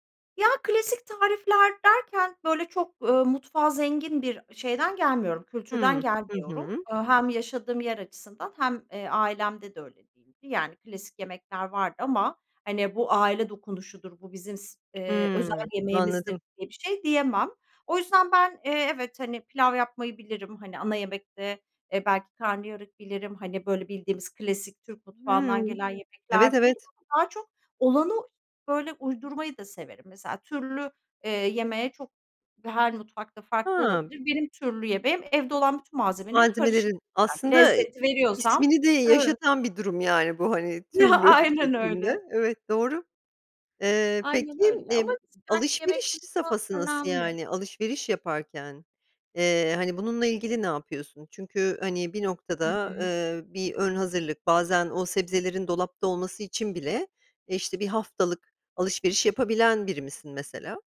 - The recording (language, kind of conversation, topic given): Turkish, podcast, Genel olarak yemek hazırlama alışkanlıkların nasıl?
- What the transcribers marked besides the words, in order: other background noise; tapping; unintelligible speech; chuckle